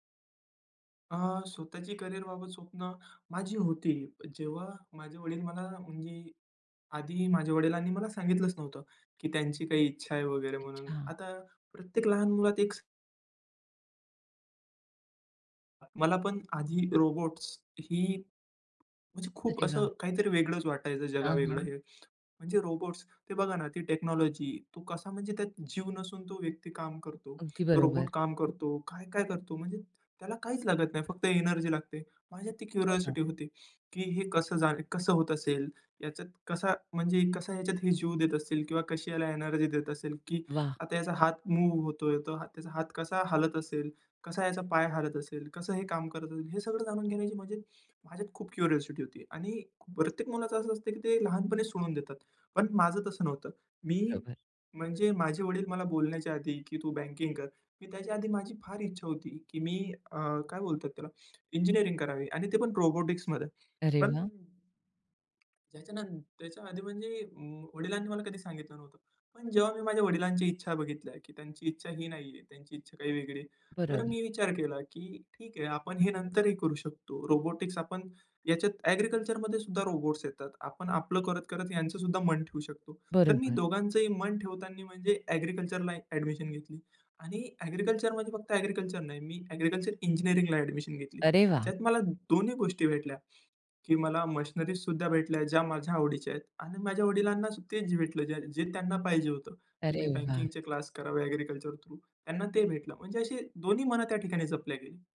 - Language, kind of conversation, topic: Marathi, podcast, तुमच्या घरात करिअरबाबत अपेक्षा कशा असतात?
- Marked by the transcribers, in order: tapping; other noise; in English: "टेक्नॉलॉजी"; tongue click; in English: "क्युरिओसिटी"; in English: "मूव्ह"; in English: "क्युरिओसिटी"; unintelligible speech; in English: "रोबोटिक्समध्ये"; in English: "रोबोटिक्स"; in English: "थ्रू"